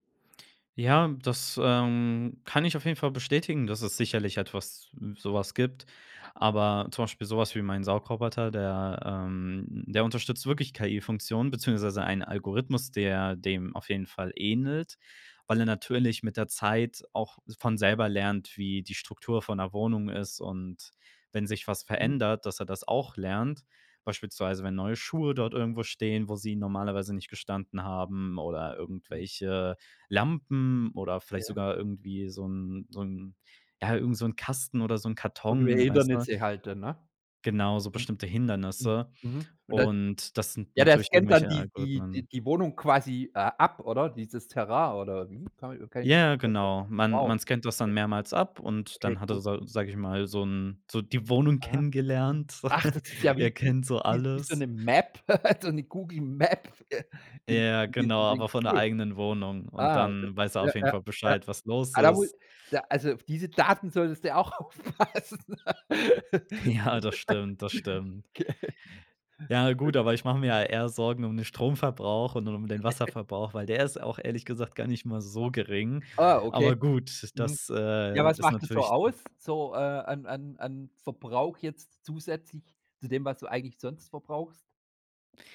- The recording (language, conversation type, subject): German, podcast, Was hältst du von Smart-Home-Geräten bei dir zu Hause?
- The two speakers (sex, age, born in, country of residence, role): male, 25-29, Germany, Germany, guest; male, 45-49, Germany, Germany, host
- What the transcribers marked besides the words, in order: other background noise; unintelligible speech; chuckle; chuckle; laughing while speaking: "Map"; laughing while speaking: "auch aufpassen. Okay"; laugh; chuckle; chuckle